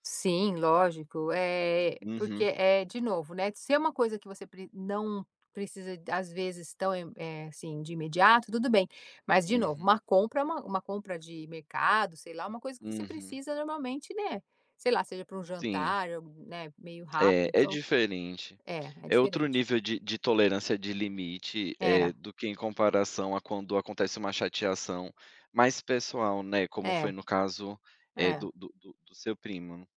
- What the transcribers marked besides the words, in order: none
- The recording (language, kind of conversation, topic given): Portuguese, podcast, Como lidar com pessoas que não respeitam seus limites?